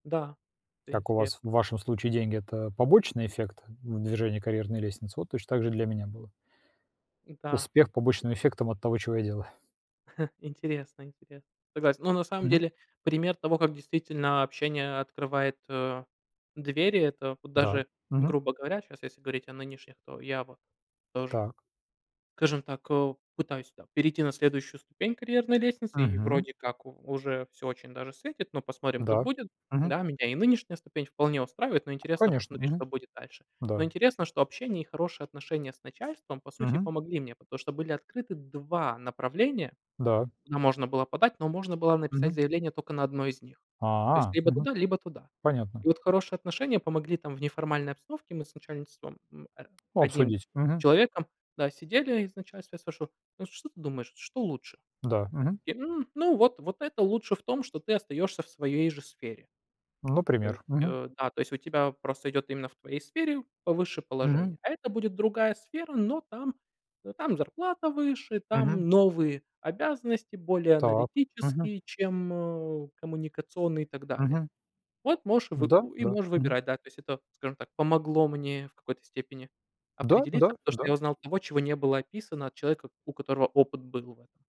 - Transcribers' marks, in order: chuckle; tapping
- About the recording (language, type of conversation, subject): Russian, unstructured, Что мешает людям достигать своих целей?